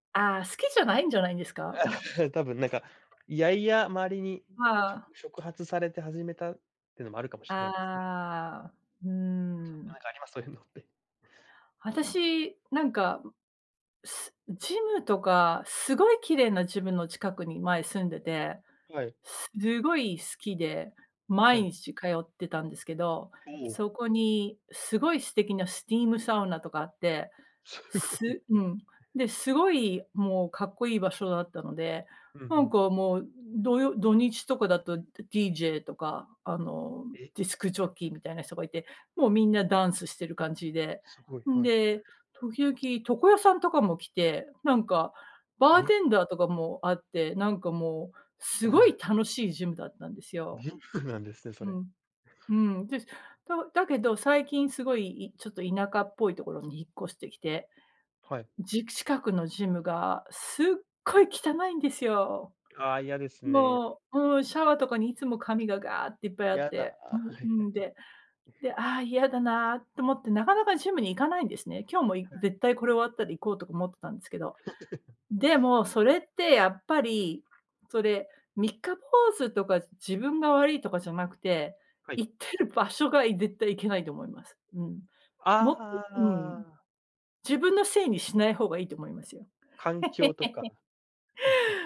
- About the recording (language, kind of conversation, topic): Japanese, unstructured, 最近、自分が成長したと感じたことは何ですか？
- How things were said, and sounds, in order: laugh; in English: "スティームサウナ"; laughing while speaking: "すごいっすね"; in English: "DJ"; tapping; laugh; laugh; chuckle